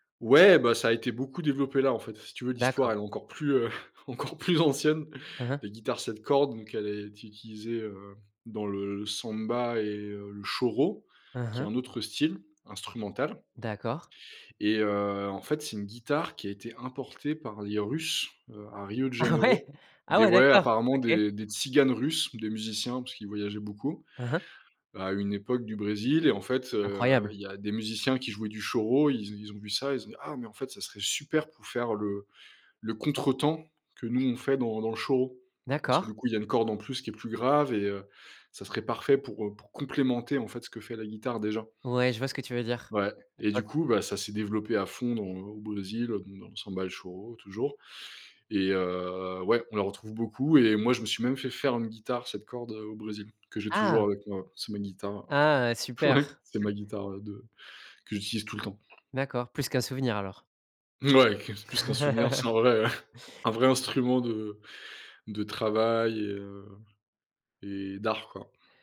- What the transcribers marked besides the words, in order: laughing while speaking: "encore plus ancienne"; laughing while speaking: "Ah ouais ?"; laughing while speaking: "ouais"; tapping; chuckle; chuckle
- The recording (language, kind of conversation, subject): French, podcast, En quoi voyager a-t-il élargi ton horizon musical ?
- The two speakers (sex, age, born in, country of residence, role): male, 30-34, France, France, guest; male, 30-34, France, France, host